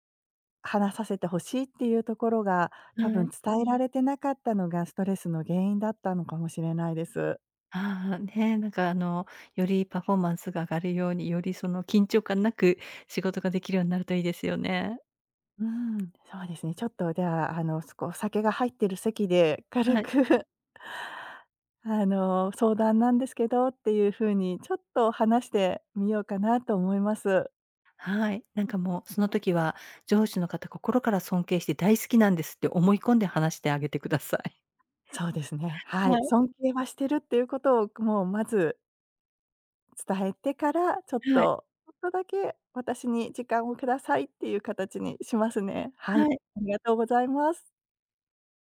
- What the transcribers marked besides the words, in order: laughing while speaking: "軽く"
- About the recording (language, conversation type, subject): Japanese, advice, 上司が交代して仕事の進め方が変わり戸惑っていますが、どう対処すればよいですか？